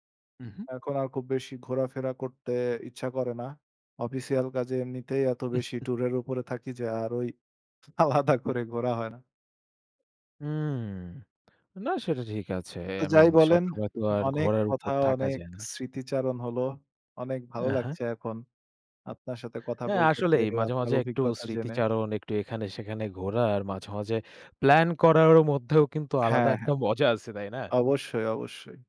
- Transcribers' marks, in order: chuckle; laughing while speaking: "আলাদা করে ঘোরা হয় না"; laughing while speaking: "একটা মজা আছে, তাই না?"
- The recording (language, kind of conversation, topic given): Bengali, unstructured, ভ্রমণ করার সময় তোমার সবচেয়ে ভালো স্মৃতি কোনটি ছিল?